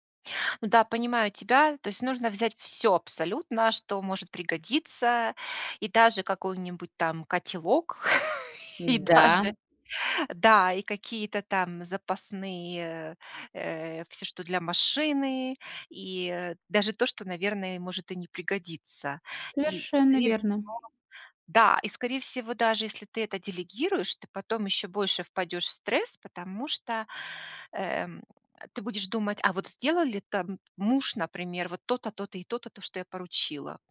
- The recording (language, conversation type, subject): Russian, advice, Как мне меньше уставать и нервничать в поездках?
- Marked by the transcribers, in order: chuckle; laughing while speaking: "и даже"